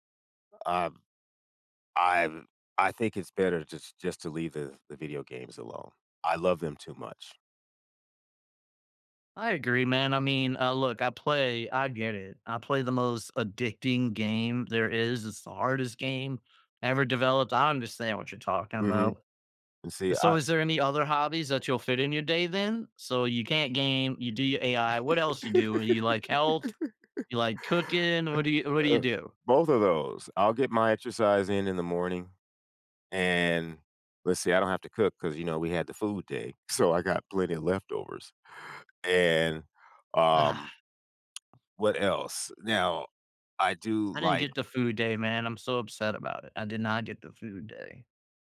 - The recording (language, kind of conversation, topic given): English, unstructured, How can I let my hobbies sneak into ordinary afternoons?
- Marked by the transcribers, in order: laugh; tapping